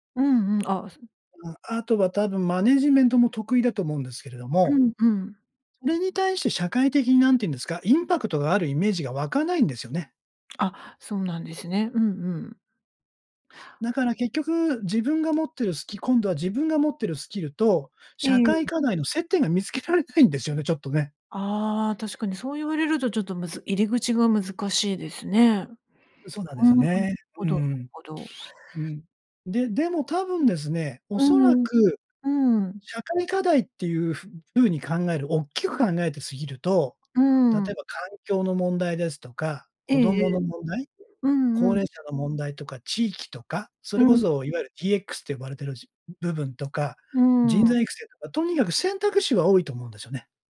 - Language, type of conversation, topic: Japanese, advice, 社会貢献をしたいのですが、何から始めればよいのでしょうか？
- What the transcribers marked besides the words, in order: laughing while speaking: "見つけられないんですよね"; sniff; other background noise